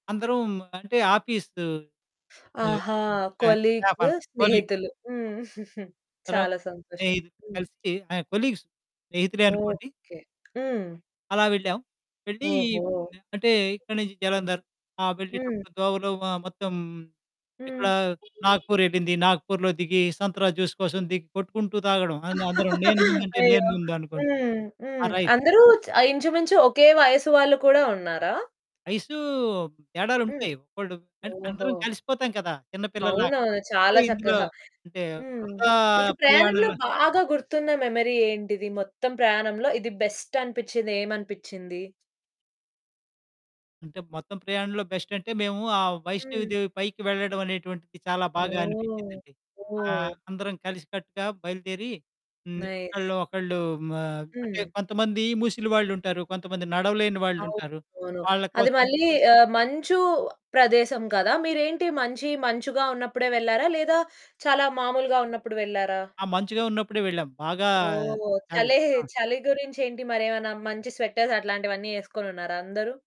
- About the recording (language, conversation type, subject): Telugu, podcast, బృంద ప్రయాణం మరియు ఒంటరి ప్రయాణం నుంచి మీరు నేర్చుకున్న ముఖ్యమైన పాఠాలు ఏమిటి?
- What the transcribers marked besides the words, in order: in English: "కొలీగ్స్"; in English: "కొలీగ్"; distorted speech; giggle; in English: "కొలీగ్స్"; other background noise; horn; in English: "జ్యూస్"; laugh; in English: "రైడ్"; in English: "మెమరీ"; in English: "నైస్"; in English: "స్వెటర్స్"